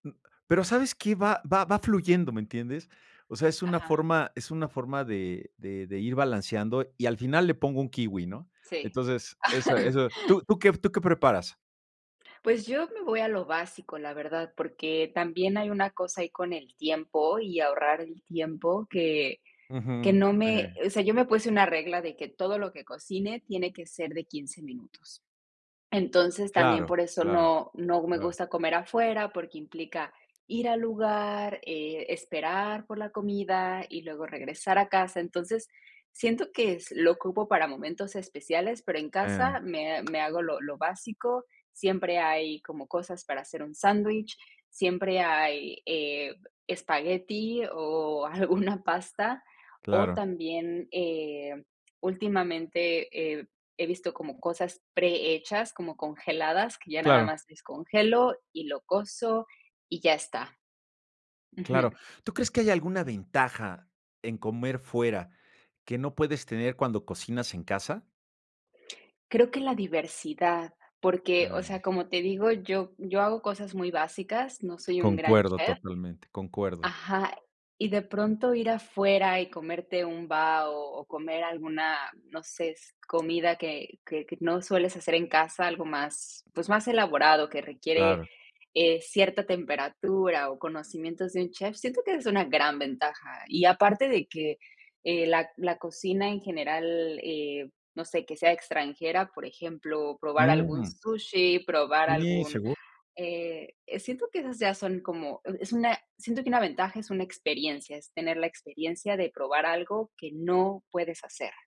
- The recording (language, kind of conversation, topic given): Spanish, unstructured, ¿Prefieres cocinar en casa o comer fuera?
- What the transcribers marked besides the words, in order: chuckle; tapping; laughing while speaking: "alguna"; "cuezo" said as "coso"